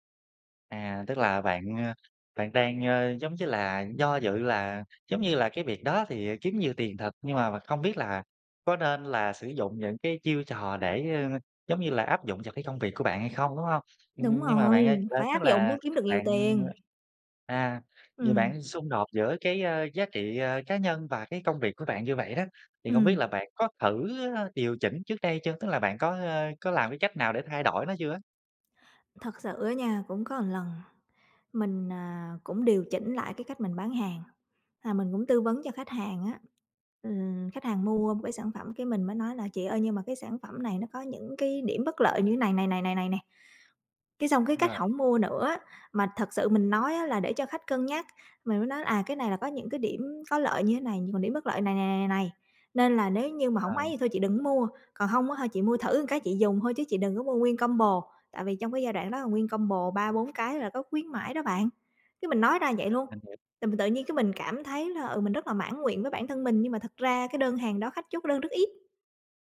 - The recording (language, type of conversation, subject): Vietnamese, advice, Làm thế nào để bạn cân bằng giữa giá trị cá nhân và công việc kiếm tiền?
- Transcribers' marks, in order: tapping; other background noise